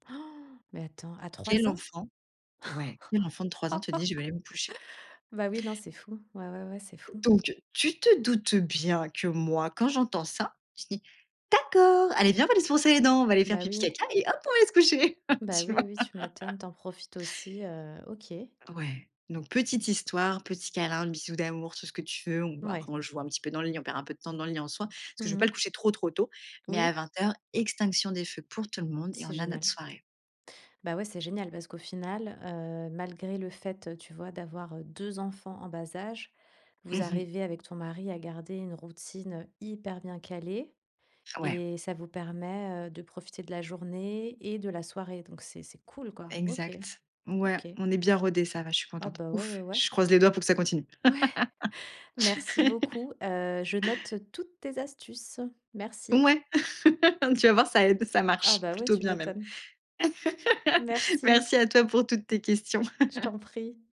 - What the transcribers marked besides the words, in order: laugh; laugh; tapping; other background noise; stressed: "hyper"; laugh; laugh; laugh; laugh
- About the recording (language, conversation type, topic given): French, podcast, Comment maintenir une routine quand on a une famille ?